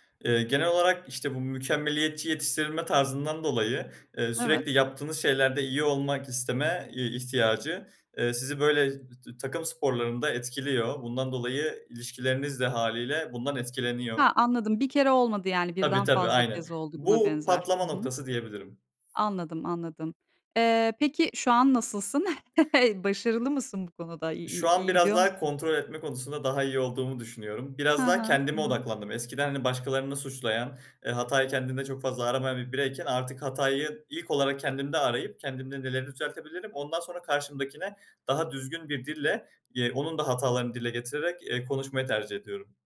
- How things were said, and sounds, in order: chuckle; other background noise; tapping; unintelligible speech
- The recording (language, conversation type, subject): Turkish, podcast, Günlük alışkanlıklar hayatınızı nasıl değiştirir?